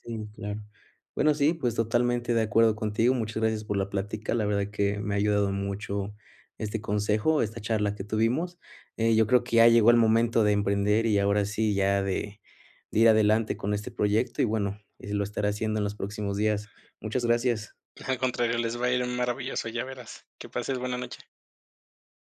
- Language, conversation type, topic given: Spanish, advice, ¿Cómo puedo dejar de procrastinar constantemente en una meta importante?
- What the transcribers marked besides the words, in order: none